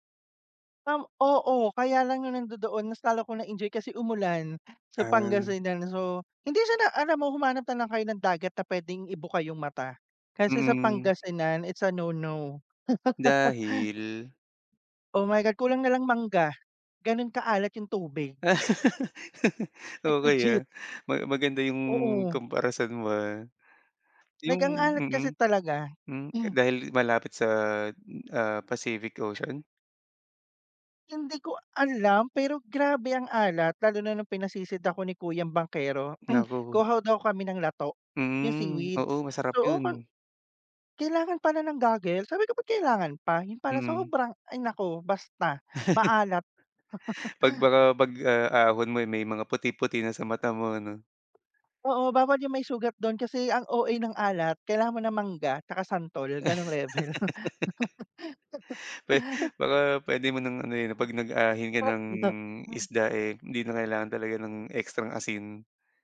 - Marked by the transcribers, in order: other background noise; laugh; laugh; throat clearing; chuckle; tapping; laugh; laugh
- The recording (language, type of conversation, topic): Filipino, unstructured, Ano ang paborito mong libangan tuwing bakasyon?